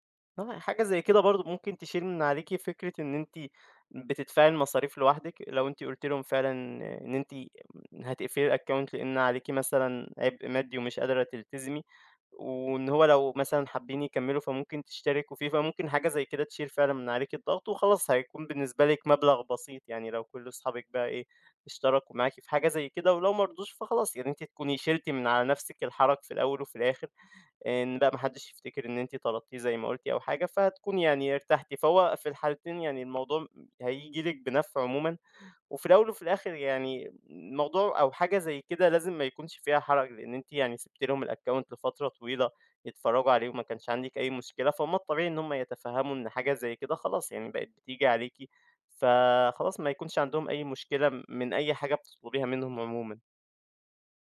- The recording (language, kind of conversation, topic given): Arabic, advice, إزاي أسيطر على الاشتراكات الشهرية الصغيرة اللي بتتراكم وبتسحب من ميزانيتي؟
- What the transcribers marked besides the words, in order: unintelligible speech; in English: "الaccount"; tapping; in English: "الaccount"